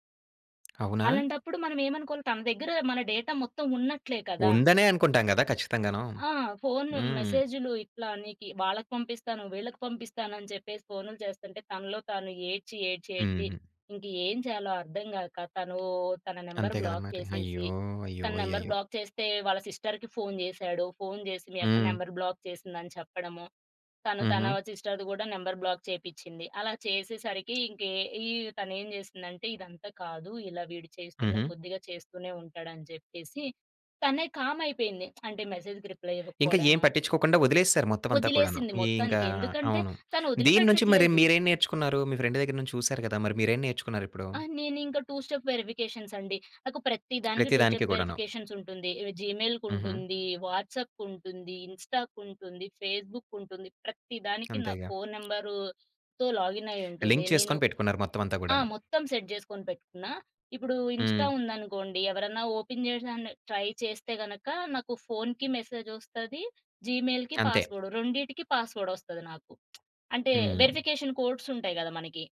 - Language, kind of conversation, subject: Telugu, podcast, సోషల్ మీడియాలో వ్యక్తిగత విషయాలు పంచుకోవడంపై మీ అభిప్రాయం ఏమిటి?
- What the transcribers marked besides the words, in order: tapping; in English: "డేటా"; other background noise; in English: "నంబర్ బ్లాక్"; in English: "నంబర్ బ్లాక్"; in English: "సిస్టర్‌కి"; in English: "నంబర్ బ్లాక్"; in English: "సిస్టర్‌ది"; in English: "నంబర్ బ్లాక్"; in English: "కామ్"; lip smack; in English: "మెసేజ్‌కి రిప్లై"; in English: "ఫ్రెండ్"; in English: "టూ స్టెప్ వెరిఫికేషన్స్"; horn; in English: "టూ స్టెప్ వెరిఫికేషన్స్"; in English: "జీమెయిల్‌కుంటుంది, వాట్సాప్‌కుంటుంది, ఇన్‌స్టా‌కుంటుంది, ఫేస్‌బుక్‌కుంటుంది"; in English: "నంబర్‌తో లాగిన్"; in English: "లింక్"; in English: "సెట్"; in English: "ఇన్స్టా"; in English: "ఓపెన్"; in English: "ట్రై"; in English: "జీమెయిల్‌కి పాస్వర్డ్"; in English: "పాస్వర్డ్"; lip smack; in English: "వెరిఫికేషన్"